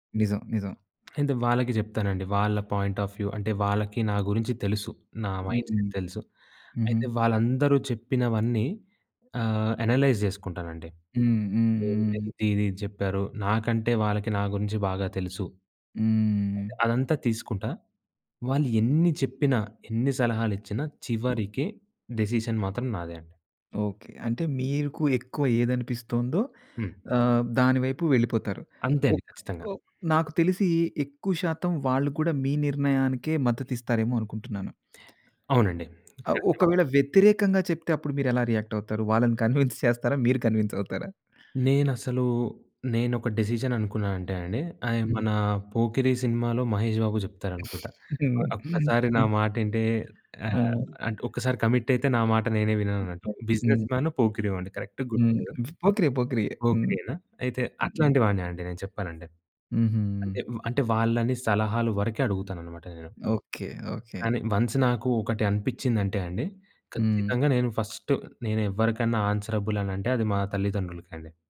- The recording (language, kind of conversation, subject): Telugu, podcast, కుటుంబం, స్నేహితుల అభిప్రాయాలు మీ నిర్ణయాన్ని ఎలా ప్రభావితం చేస్తాయి?
- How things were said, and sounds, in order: in English: "పాయింట్ ఆఫ్ వ్యూ"; in English: "మైండ్‌సెట్"; in English: "అనలైజ్"; unintelligible speech; other noise; in English: "డెసిషన్"; tapping; in English: "రియాక్ట్"; unintelligible speech; in English: "కన్‌వీన్స్"; in English: "కన్‌వీన్స్"; in English: "డెసిషన్"; chuckle; other background noise; in English: "కమిట్"; unintelligible speech; in English: "కరెక్ట్"; in English: "వన్స్"; in English: "ఫస్ట్"; in English: "ఆన్సరబుల్"